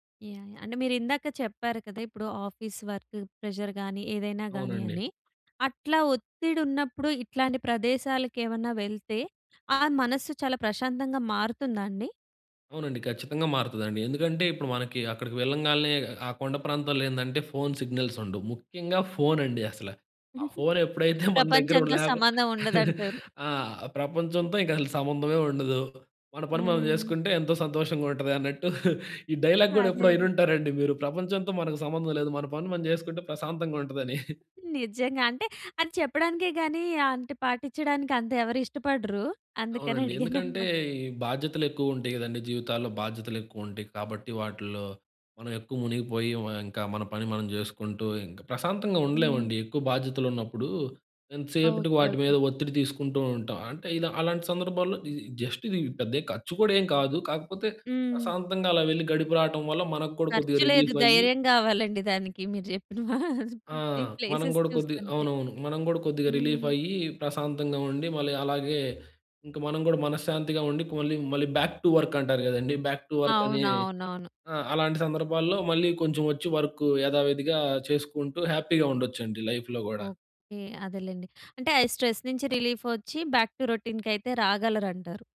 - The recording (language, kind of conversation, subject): Telugu, podcast, మీకు నెమ్మదిగా కూర్చొని చూడడానికి ఇష్టమైన ప్రకృతి స్థలం ఏది?
- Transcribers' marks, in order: tapping; in English: "ఆఫీస్ వర్క్ ప్రెషర్"; in English: "ఫోన్"; giggle; in English: "ఫోన్"; chuckle; chuckle; in English: "డైలాగ్"; chuckle; chuckle; in English: "జస్ట్"; laughing while speaking: "వ ఈ ప్లేసేస్ చూస్తుంటే"; in English: "ప్లేసేస్"; in English: "బ్యాక్ టు"; in English: "బ్యాక్ టు"; in English: "వర్క్"; in English: "లైఫ్‌లో"; in English: "స్ట్రెస్"; in English: "బాక్ టు"